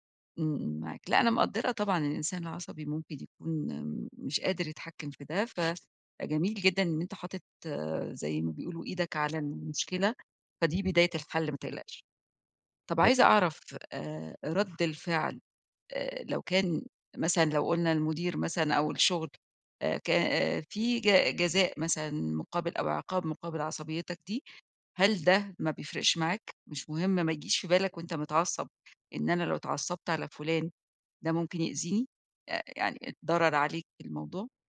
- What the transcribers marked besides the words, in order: tapping; other background noise; unintelligible speech
- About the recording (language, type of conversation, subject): Arabic, advice, إزاي أقدر أغيّر عادة انفعالية مدمّرة وأنا حاسس إني مش لاقي أدوات أتحكّم بيها؟